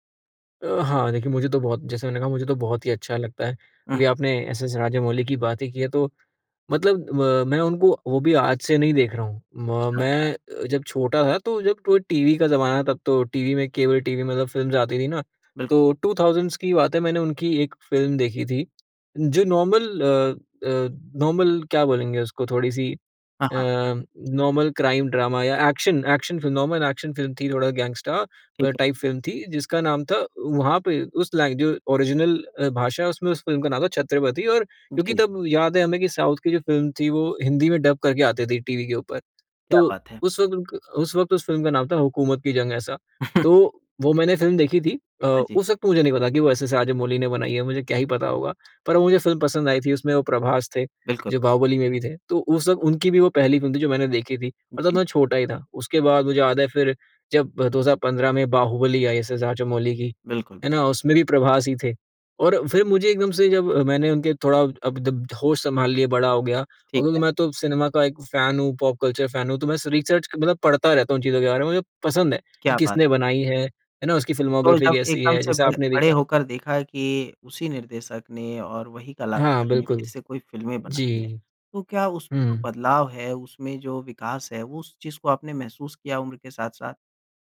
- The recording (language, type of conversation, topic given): Hindi, podcast, बचपन की कौन सी फिल्म तुम्हें आज भी सुकून देती है?
- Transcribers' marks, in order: in English: "केबल"; in English: "फ़िल्म्स"; in English: "टू थाउजेंड्स"; in English: "नॉर्मल"; in English: "नॉर्मल"; in English: "नॉर्मल क्राइम ड्रामा"; in English: "एक्शन एक्शन"; in English: "नॉर्मल एक्शन"; in English: "गैंगस्टर टाइप"; in English: "ओरिज़िनल"; in English: "डब"; chuckle; in English: "सिनेमा"; in English: "फैन"; in English: "पॉप कल्चर फैन"; in English: "रिचर्च"; "रिसर्च" said as "रिचर्च"; in English: "फ़िल्मोग्राफ़ी"; horn